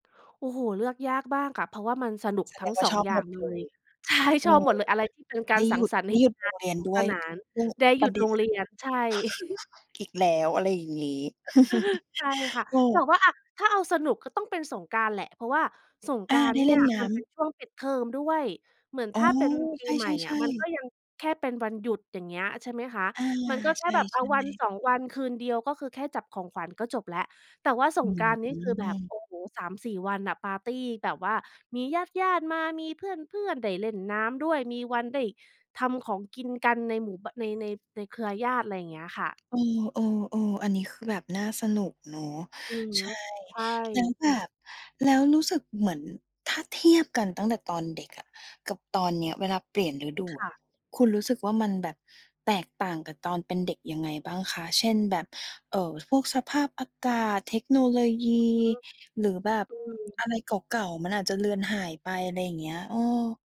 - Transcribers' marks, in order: laughing while speaking: "ใช่"; other noise; tapping; chuckle
- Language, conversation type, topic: Thai, podcast, ความทรงจำในวัยเด็กของคุณเกี่ยวกับช่วงเปลี่ยนฤดูเป็นอย่างไร?